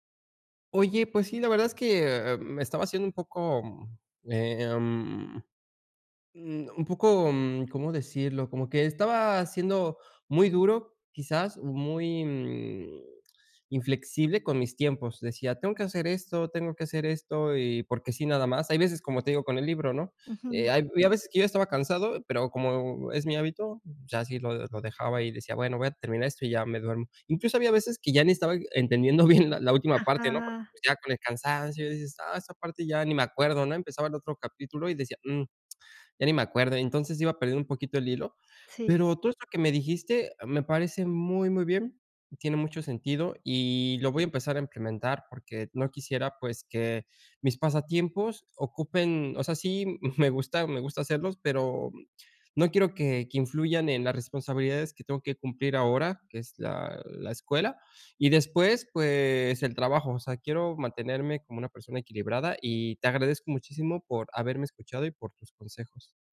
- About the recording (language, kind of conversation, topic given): Spanish, advice, ¿Cómo puedo equilibrar mis pasatiempos y responsabilidades diarias?
- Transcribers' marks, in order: laughing while speaking: "entendiendo bien"; laughing while speaking: "me gusta"